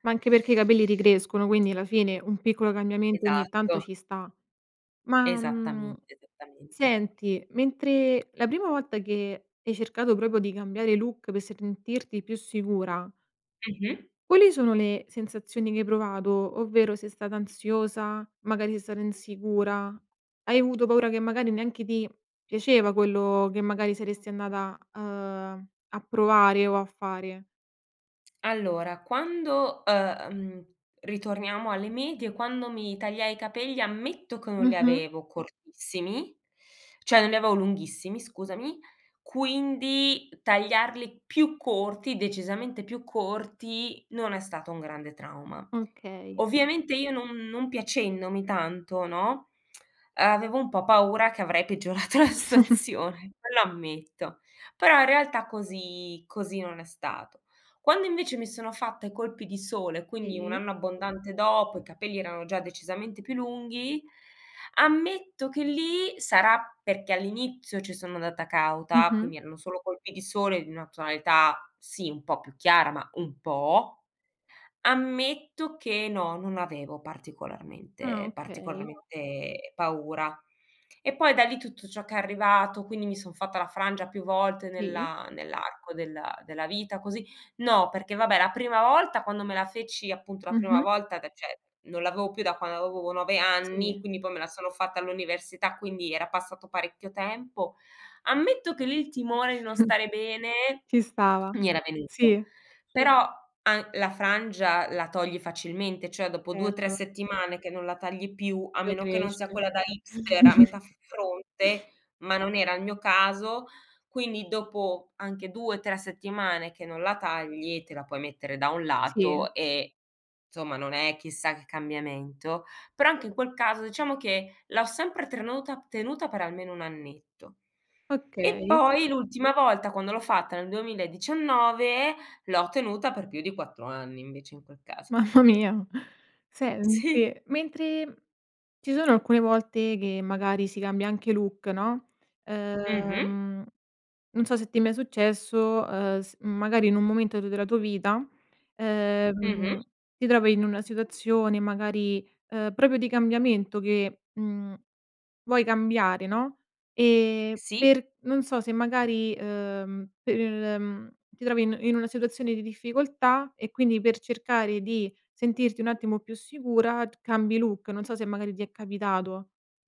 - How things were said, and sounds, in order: "sentirti" said as "serntirti"; other background noise; laughing while speaking: "peggiorato la situazione"; tapping; chuckle; "cioè" said as "ceh"; "avevo" said as "avevovo"; chuckle; "Ricresce" said as "recresce"; chuckle; "insomma" said as "nsomma"; laughing while speaking: "mamma"; laughing while speaking: "Si"
- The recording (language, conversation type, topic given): Italian, podcast, Hai mai cambiato look per sentirti più sicuro?